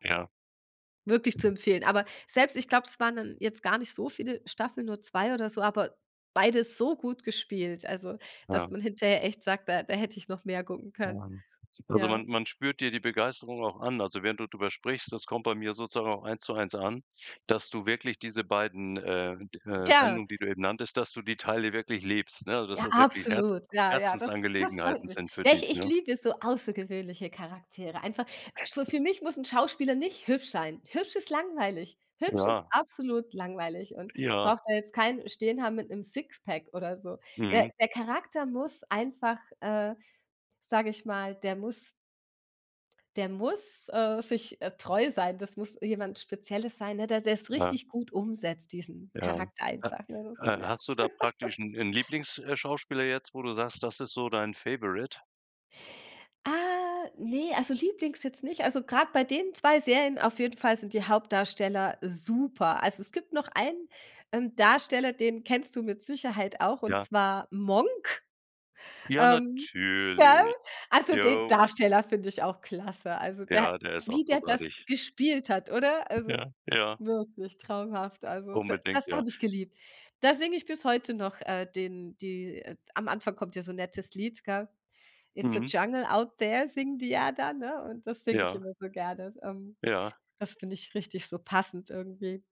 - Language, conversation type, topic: German, podcast, Welche Serie empfiehlst du gerade und warum?
- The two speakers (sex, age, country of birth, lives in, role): female, 40-44, Germany, Germany, guest; male, 65-69, Germany, Germany, host
- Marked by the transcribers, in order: other background noise; unintelligible speech; laugh; in English: "Favourite"; stressed: "super"; unintelligible speech; tapping